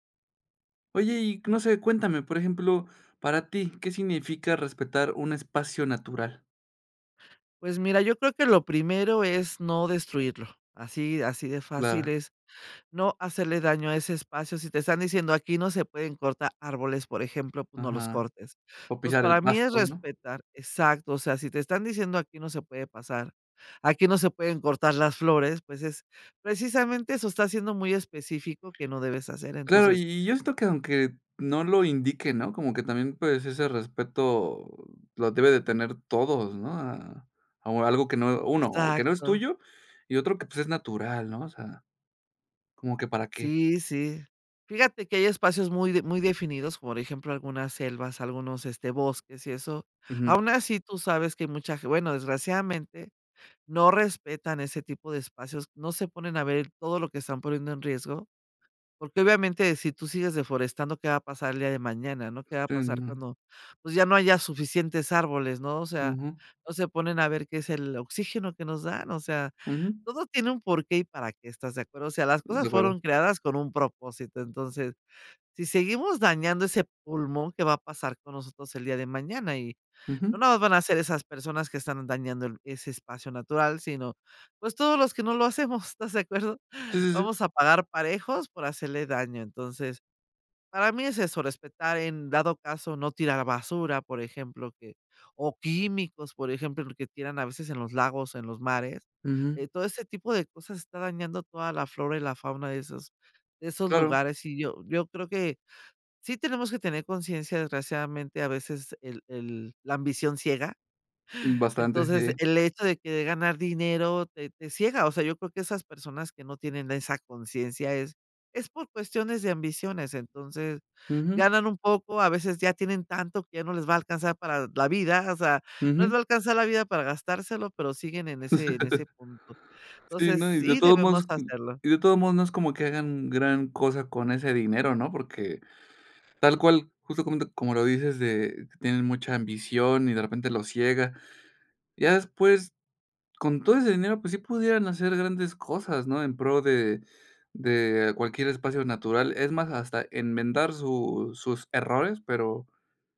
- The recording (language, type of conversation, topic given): Spanish, podcast, ¿Qué significa para ti respetar un espacio natural?
- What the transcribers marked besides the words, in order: other background noise; chuckle; chuckle